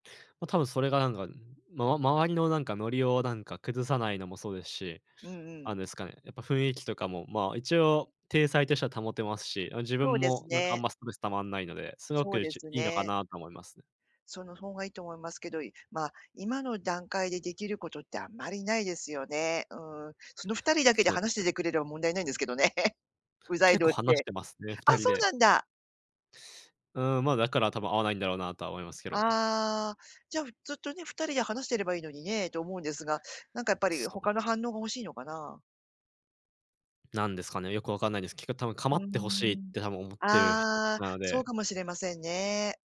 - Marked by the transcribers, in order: laughing while speaking: "ないんですけどね"; other background noise
- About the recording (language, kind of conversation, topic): Japanese, advice, 友だちの前で自分らしくいられないのはどうしてですか？